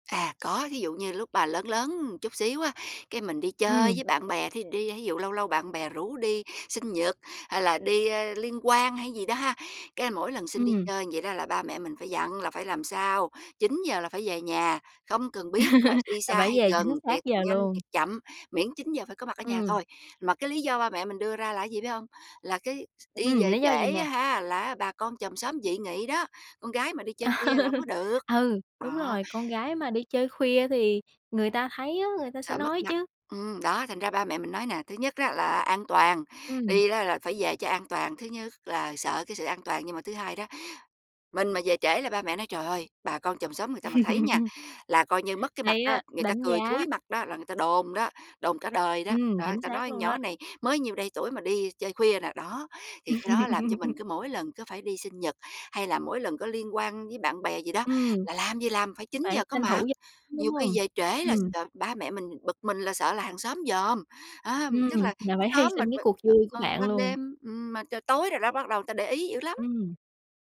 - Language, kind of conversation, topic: Vietnamese, podcast, Bạn có cảm thấy mình phải giữ thể diện cho gia đình không?
- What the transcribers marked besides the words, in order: tapping; "một" said as "ừn"; "cái" said as "á"; laugh; laugh; laugh; laugh; unintelligible speech